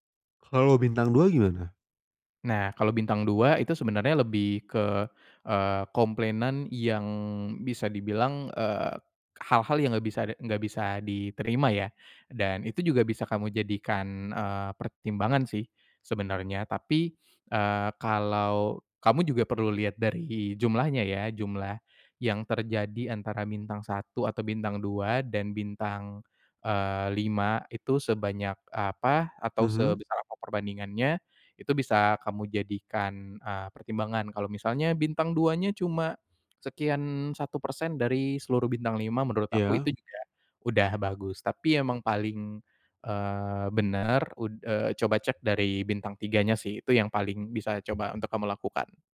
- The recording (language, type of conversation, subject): Indonesian, advice, Bagaimana cara mengetahui kualitas barang saat berbelanja?
- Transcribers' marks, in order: tapping; other background noise